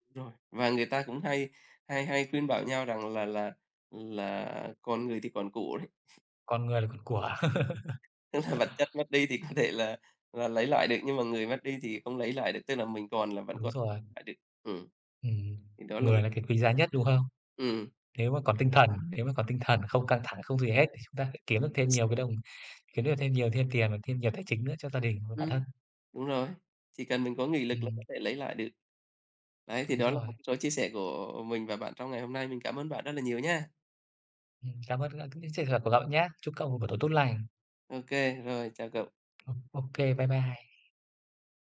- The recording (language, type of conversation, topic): Vietnamese, unstructured, Tiền bạc có phải là nguyên nhân chính gây căng thẳng trong cuộc sống không?
- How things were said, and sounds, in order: tapping; laughing while speaking: "Tức là"; laugh; laughing while speaking: "có thể"; other background noise